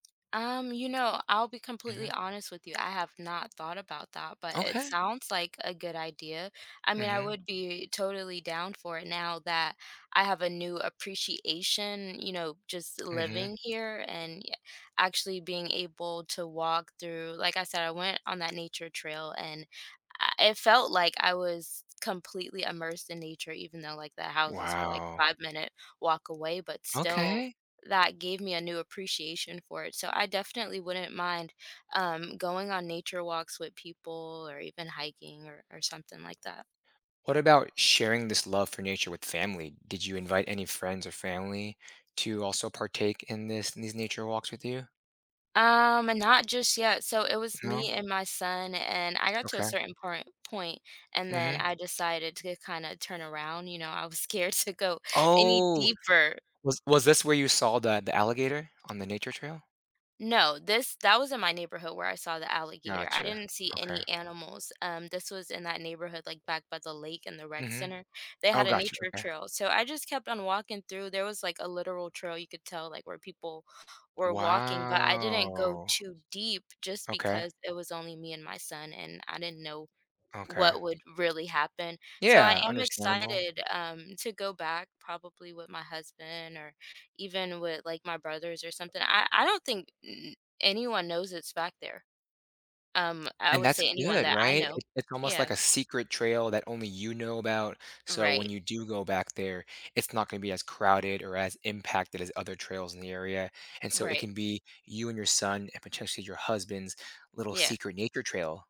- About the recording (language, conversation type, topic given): English, advice, How can I enjoy nature more during my walks?
- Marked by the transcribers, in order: other background noise; laughing while speaking: "to go"; drawn out: "Wow"; background speech